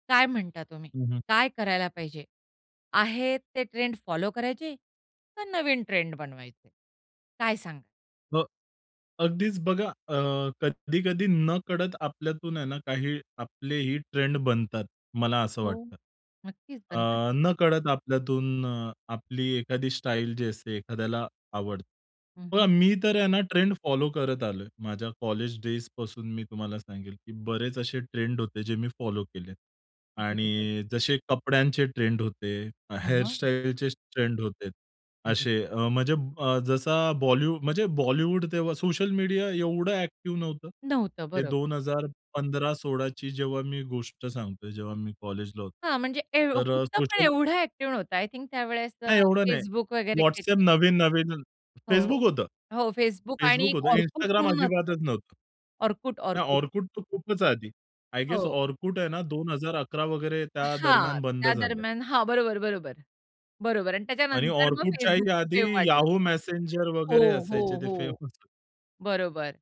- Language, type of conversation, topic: Marathi, podcast, ट्रेंड फॉलो करायचे की ट्रेंड बनायचे?
- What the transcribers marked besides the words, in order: other noise; unintelligible speech; in English: "आय गेस"; other background noise; laughing while speaking: "फेमस"